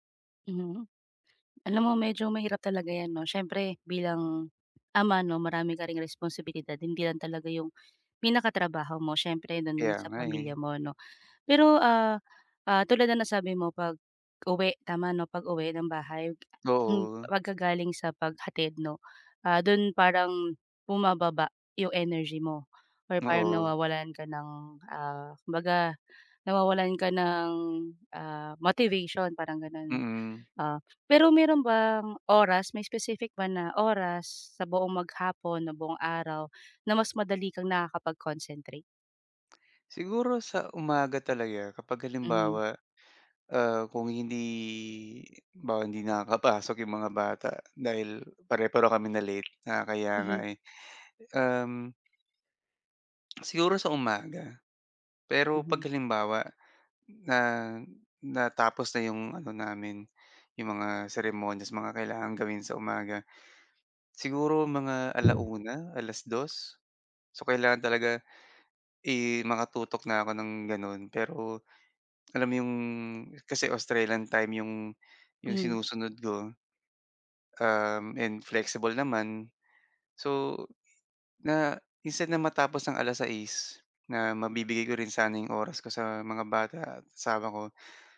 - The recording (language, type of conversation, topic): Filipino, advice, Paano ko mapapanatili ang pokus sa kasalukuyan kong proyekto?
- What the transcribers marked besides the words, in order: other background noise; "halimbawa" said as "bawa"; tapping; other noise